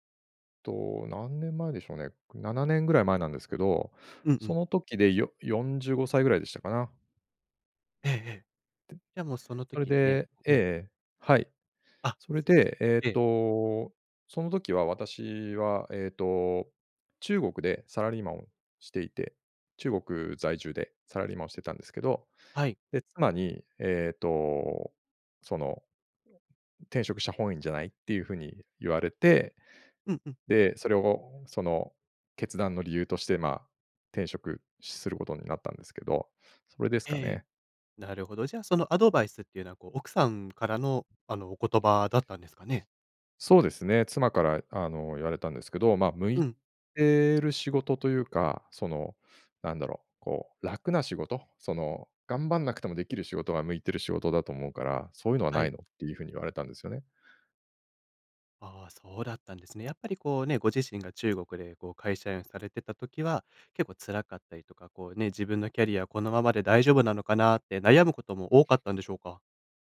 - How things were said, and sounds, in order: tapping; other noise; other background noise
- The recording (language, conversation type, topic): Japanese, podcast, キャリアの中で、転機となったアドバイスは何でしたか？